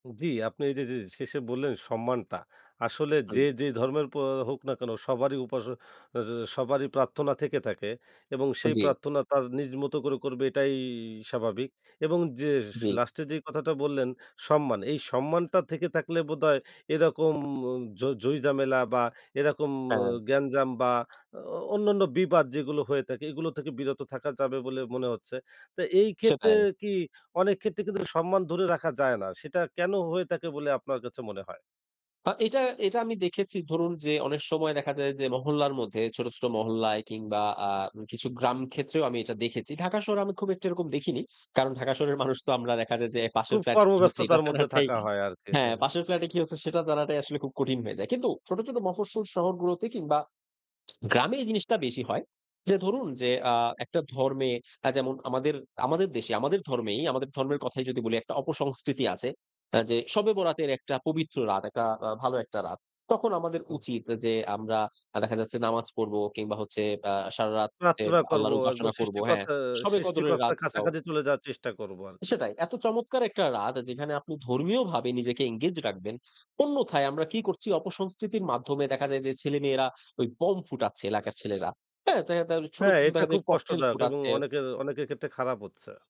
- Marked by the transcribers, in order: other background noise; tapping
- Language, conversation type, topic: Bengali, podcast, আপনি কীভাবে ভালো প্রতিবেশী হতে পারেন?